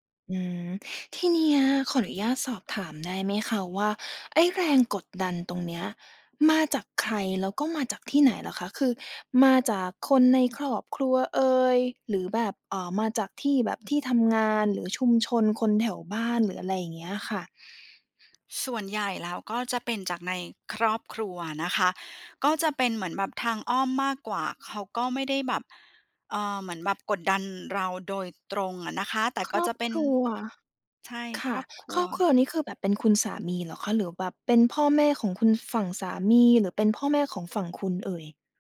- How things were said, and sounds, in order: put-on voice: "มาจากคนในครอบครัวเอย"; other background noise
- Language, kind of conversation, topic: Thai, advice, คุณรู้สึกอย่างไรเมื่อเผชิญแรงกดดันให้ยอมรับบทบาททางเพศหรือหน้าที่ที่สังคมคาดหวัง?